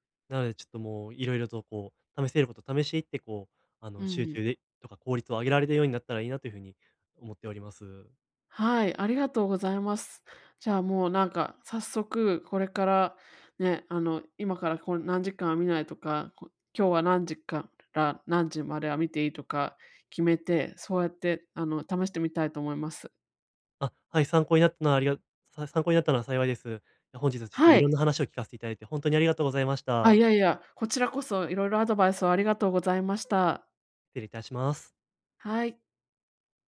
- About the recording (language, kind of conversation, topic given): Japanese, advice, 集中したい時間にスマホや通知から距離を置くには、どう始めればよいですか？
- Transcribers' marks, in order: none